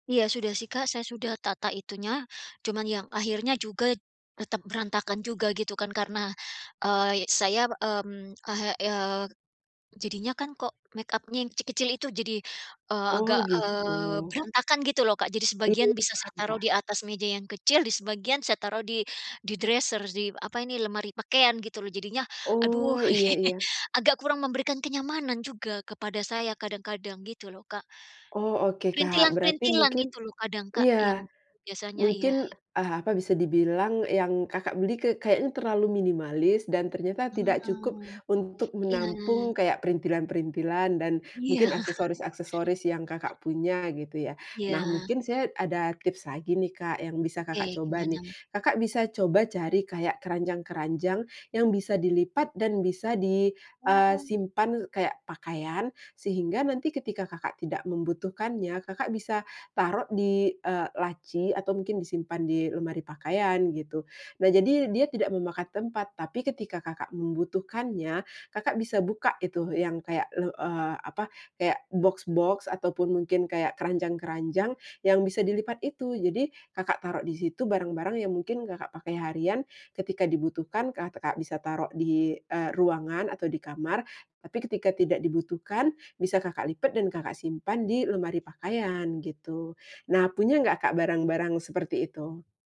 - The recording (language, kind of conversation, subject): Indonesian, advice, Bagaimana cara memilah barang saat ingin menerapkan gaya hidup minimalis?
- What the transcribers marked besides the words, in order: in English: "dresser"; laugh; other background noise; laughing while speaking: "Iya"; chuckle